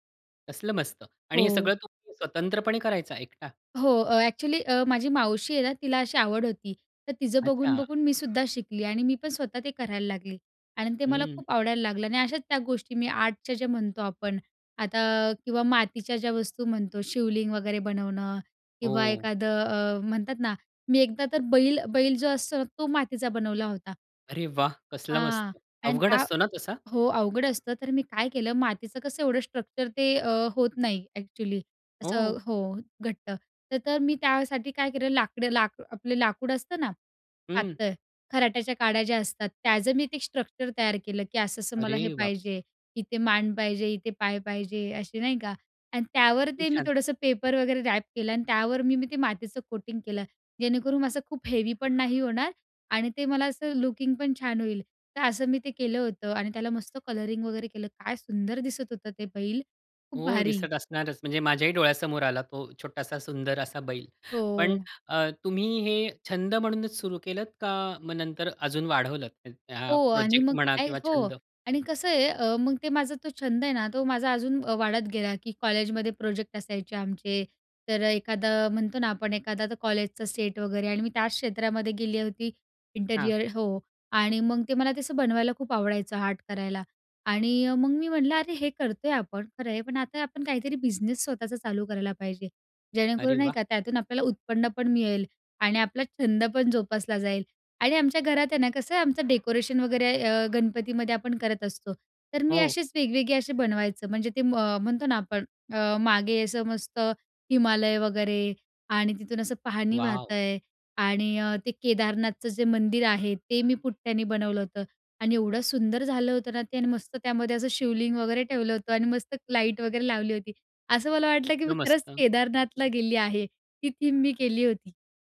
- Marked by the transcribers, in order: in English: "आर्टच्या"; other background noise; anticipating: "अरे वाह! कसलं मस्त! अवघड असतो ना तसा?"; in English: "स्ट्रक्चर"; in English: "स्ट्रक्चर"; surprised: "अरे बाप!"; in English: "रॅप"; in English: "कोटिंग"; in English: "हेवी"; in English: "लुकिंग"; in English: "कलरिंग"; in English: "सेट"; in English: "इंटरिअर"; in English: "आर्ट"; in English: "डेकोरेशन"; joyful: "वाव!"; joyful: "मी खरंच केदारनाथला गेली आहे"; in English: "थीम"
- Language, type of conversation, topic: Marathi, podcast, या छंदामुळे तुमच्या आयुष्यात कोणते बदल झाले?